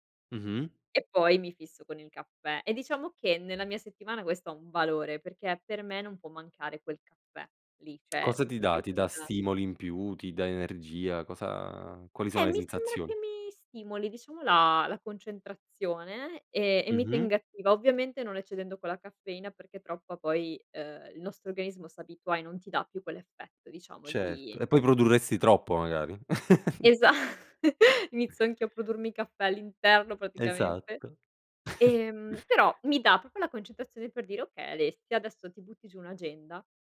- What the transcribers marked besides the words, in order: "cioè" said as "ceh"; tsk; unintelligible speech; laugh; laughing while speaking: "Esa"; "proprio" said as "propio"; chuckle
- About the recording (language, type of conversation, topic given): Italian, podcast, Come pianifichi la tua settimana in anticipo?